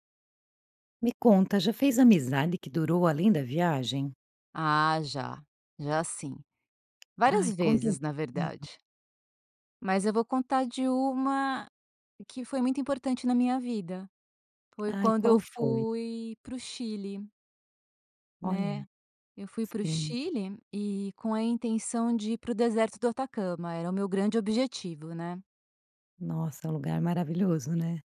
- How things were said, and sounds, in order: none
- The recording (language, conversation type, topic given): Portuguese, podcast, Já fez alguma amizade que durou além da viagem?